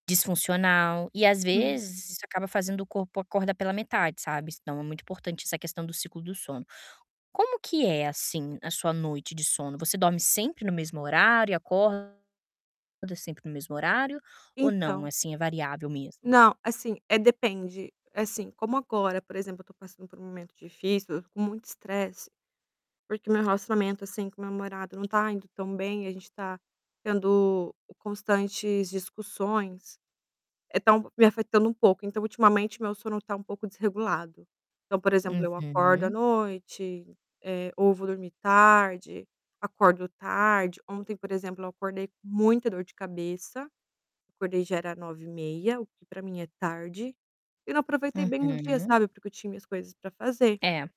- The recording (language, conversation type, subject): Portuguese, advice, Como posso mudar minha rotina matinal para ter mais energia pela manhã?
- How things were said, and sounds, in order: static; distorted speech; tapping